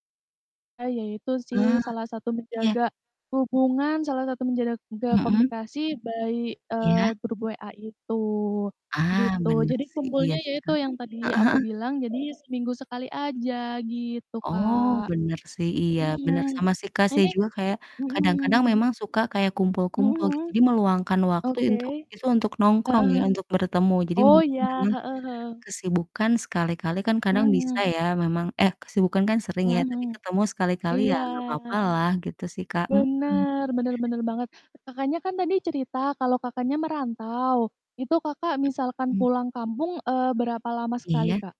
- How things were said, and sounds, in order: "menjaga" said as "menjadaga"; in English: "by"; background speech; distorted speech
- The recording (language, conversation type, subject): Indonesian, unstructured, Bagaimana cara kamu menjaga hubungan dengan teman dan keluarga?